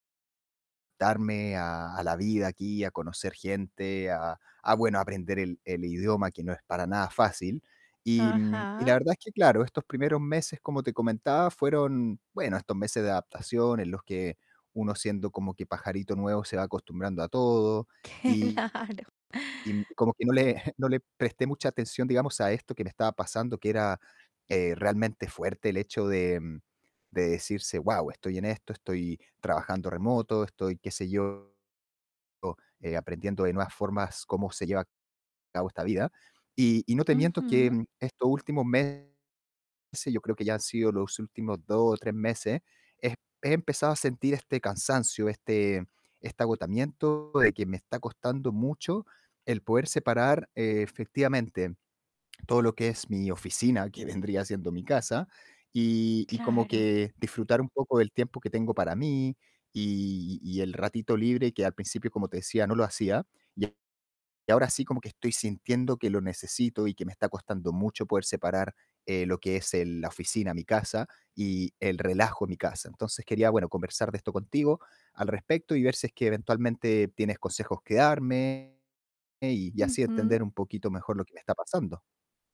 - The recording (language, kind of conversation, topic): Spanish, advice, ¿Cómo puedo establecer límites entre el trabajo y mi vida personal?
- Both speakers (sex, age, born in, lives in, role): female, 50-54, Colombia, Italy, advisor; male, 35-39, Dominican Republic, Germany, user
- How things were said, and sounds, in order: laughing while speaking: "Claro"; distorted speech; chuckle; other background noise